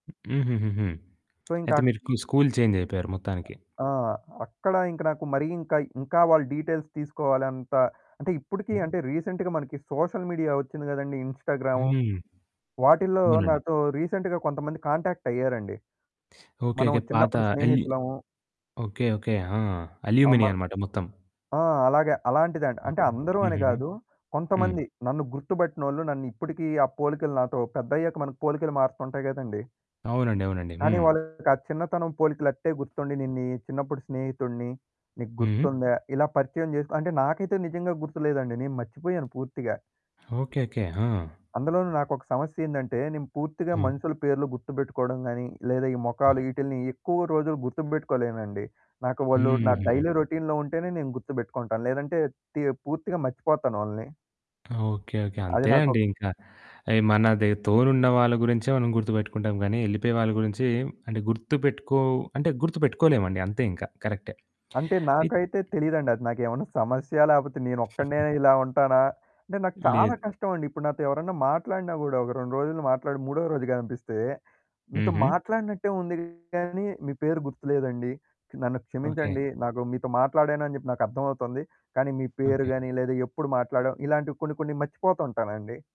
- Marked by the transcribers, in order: other background noise; in English: "సో"; in English: "డీటెయిల్స్"; in English: "రీసెంట్‌గా"; in English: "సోషల్ మీడియా"; in English: "రీసెంట్‌గా"; in English: "కాంటాక్ట్"; teeth sucking; in English: "అల్యూమినియ"; distorted speech; in English: "డైలీ రొటీన్‌లో"; giggle
- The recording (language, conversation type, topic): Telugu, podcast, స్కూల్‌కు తొలిసారి వెళ్లిన రోజు ఎలా గుర్తుండింది?